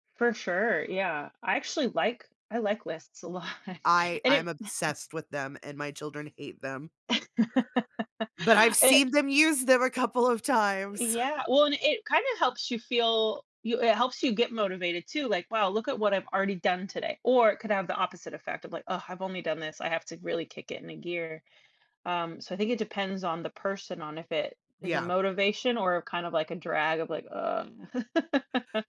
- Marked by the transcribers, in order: laughing while speaking: "a lot"; chuckle; chuckle; chuckle; laugh
- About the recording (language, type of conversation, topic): English, unstructured, What helps you stay committed to regular exercise over time?
- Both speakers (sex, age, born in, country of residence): female, 35-39, United States, United States; female, 45-49, United States, United States